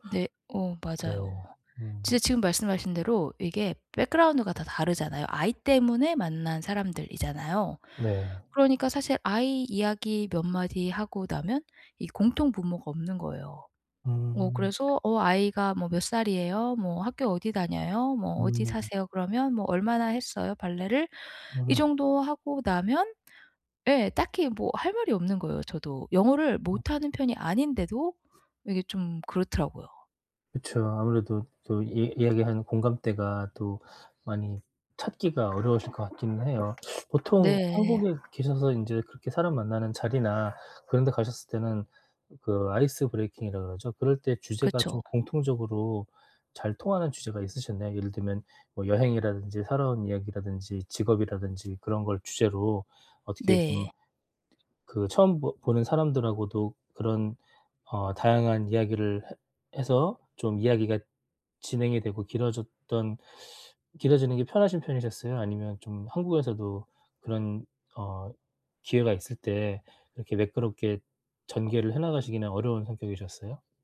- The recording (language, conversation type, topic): Korean, advice, 파티에서 혼자라고 느껴 어색할 때는 어떻게 하면 좋을까요?
- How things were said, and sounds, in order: other background noise; tapping